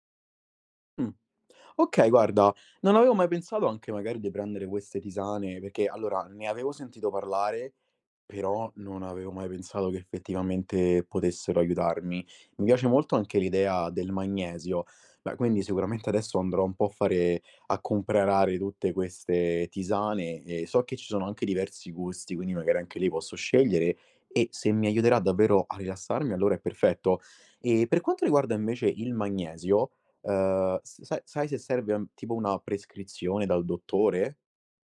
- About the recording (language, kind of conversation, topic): Italian, advice, Perché il mio sonno rimane irregolare nonostante segua una routine serale?
- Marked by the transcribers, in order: "comprare" said as "comprerare"